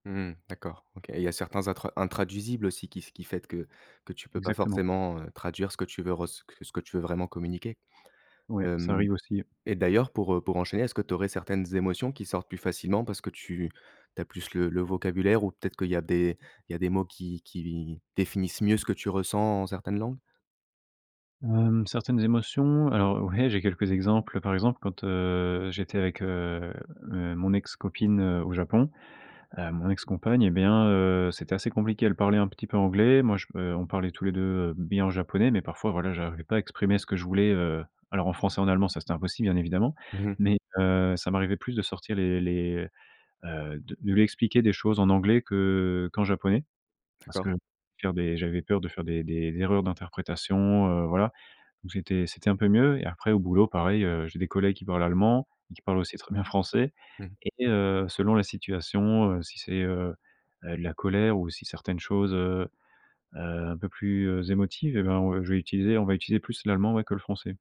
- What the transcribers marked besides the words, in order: none
- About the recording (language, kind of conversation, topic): French, podcast, Comment jongles-tu entre deux langues au quotidien ?